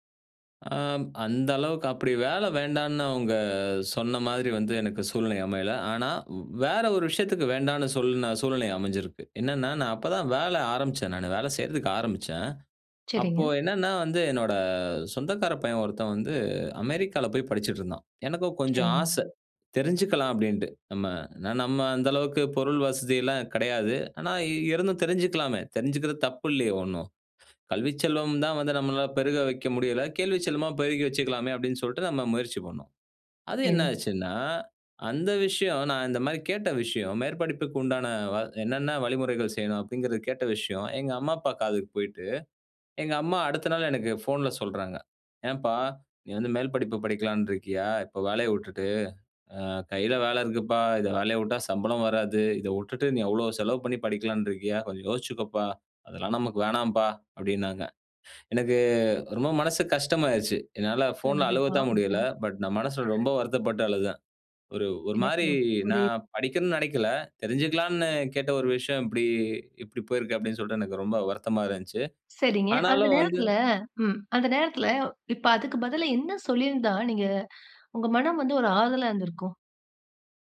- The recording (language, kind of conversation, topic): Tamil, podcast, முன்னோர்கள் அல்லது குடும்ப ஆலோசனை உங்கள் தொழில் பாதைத் தேர்வில் எவ்வளவு தாக்கத்தைச் செலுத்தியது?
- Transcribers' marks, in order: in English: "பட்"